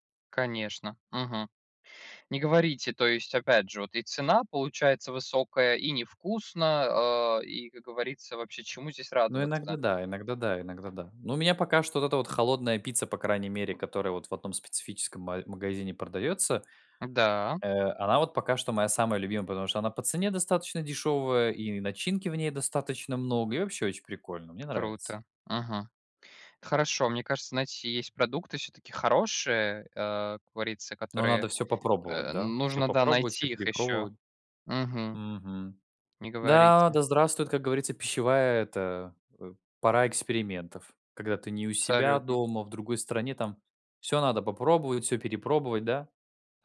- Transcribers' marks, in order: tapping
- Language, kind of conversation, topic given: Russian, unstructured, Что вас больше всего раздражает в готовых блюдах из магазина?